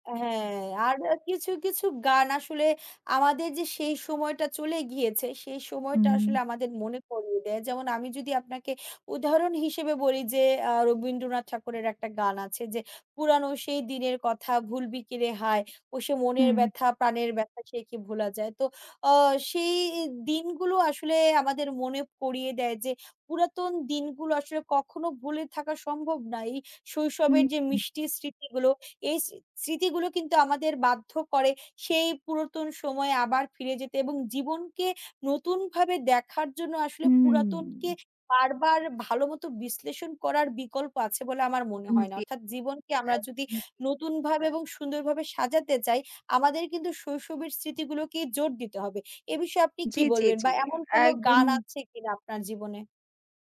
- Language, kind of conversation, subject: Bengali, unstructured, আপনার শৈশবের সবচেয়ে মিষ্টি স্মৃতি কোনটি?
- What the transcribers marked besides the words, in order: unintelligible speech